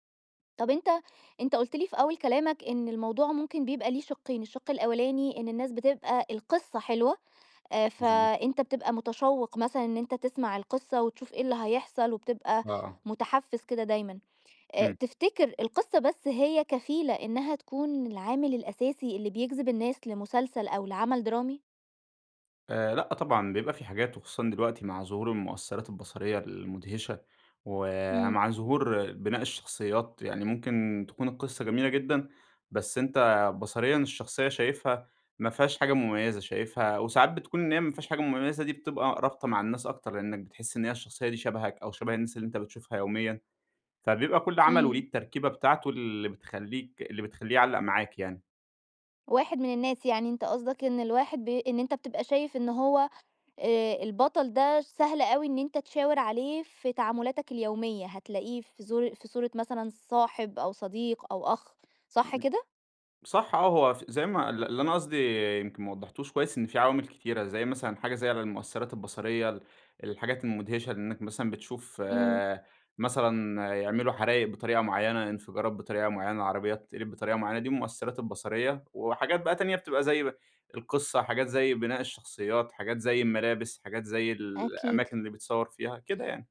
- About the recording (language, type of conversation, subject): Arabic, podcast, ليه بعض المسلسلات بتشدّ الناس ومبتخرجش من بالهم؟
- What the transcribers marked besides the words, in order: none